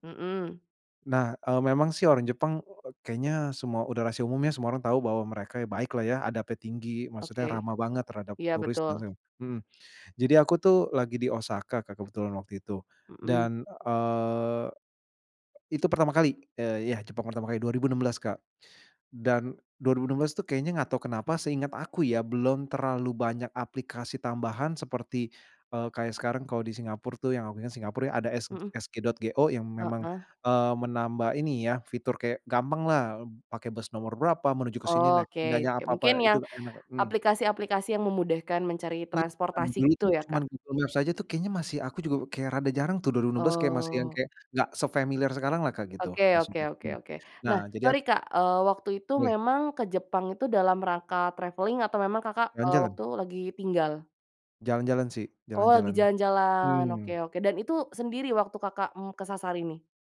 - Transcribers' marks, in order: "Singapura" said as "singapur"; unintelligible speech; "Singapura" said as "singapur"; other background noise; in English: "travelling"
- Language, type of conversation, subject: Indonesian, podcast, Siapa orang paling berkesan yang pernah membantu kamu saat kamu tersesat?